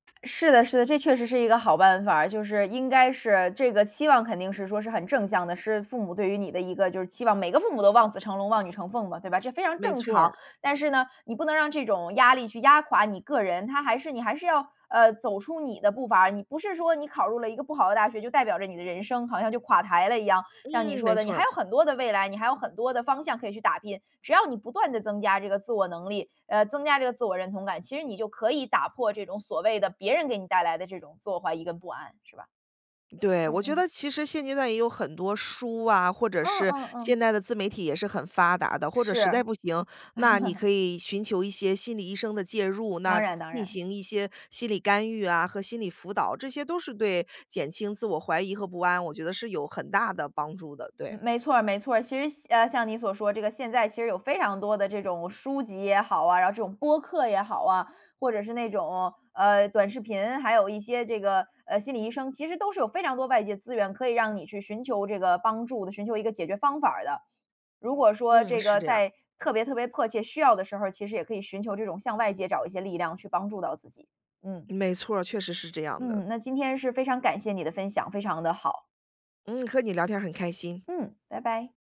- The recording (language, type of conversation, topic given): Chinese, podcast, 你如何处理自我怀疑和不安？
- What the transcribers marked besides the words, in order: chuckle